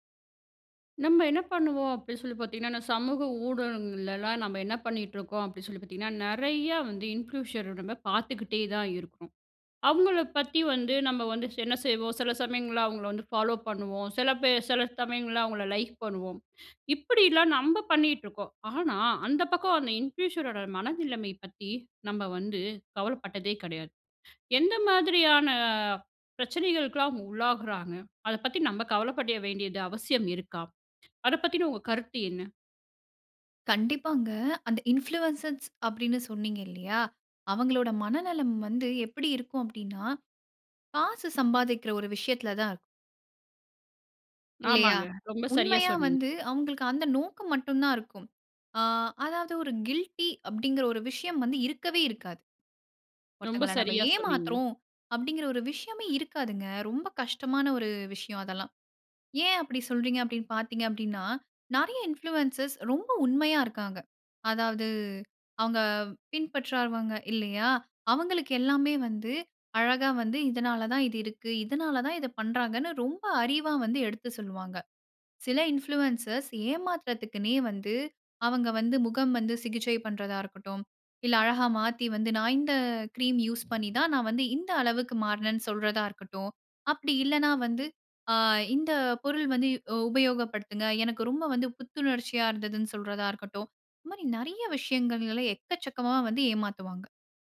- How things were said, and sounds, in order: in English: "இன்ஃப்ளூயன்சருடம்ப"; "இன்ஃப்ளூயன்சர்" said as "இன்ஃப்ளூயன்சருடம்ப"; other background noise; in English: "ஃபாலோ"; in English: "லைக்"; in English: "இன்ஃப்ளூயன்சரோட"; in English: "இன்ஃப்ளூயன்சன்ஸ்"; "இன்ஃப்ளூயன்சர்ஸ்" said as "இன்ஃப்ளூயன்சன்ஸ்"; in English: "கில்டி"; in English: "இன்ஃப்ளூயன்ஸர்ஸ்"; "பின்பற்றவங்க" said as "பின்பற்றாவங்க"; in English: "இன்ஃப்ளூயன்சர்ஸ்"
- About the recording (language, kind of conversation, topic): Tamil, podcast, ஒரு உள்ளடக்க உருவாக்குநரின் மனநலத்தைப் பற்றி நாம் எவ்வளவு வரை கவலைப்பட வேண்டும்?